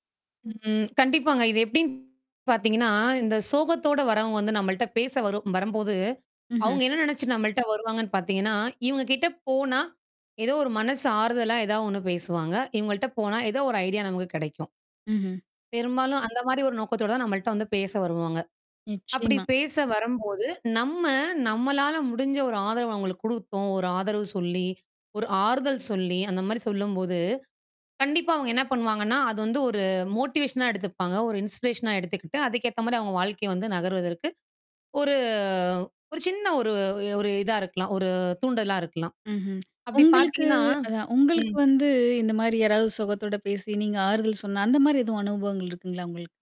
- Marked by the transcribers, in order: tapping; distorted speech; in English: "ஐடியா"; other background noise; in English: "மோட்டிவேஷனா"; in English: "இன்ஸ்பிரேஷனா"
- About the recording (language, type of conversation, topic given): Tamil, podcast, ஒருவர் சோகமாகப் பேசும்போது அவர்களுக்கு ஆதரவாக நீங்கள் என்ன சொல்வீர்கள்?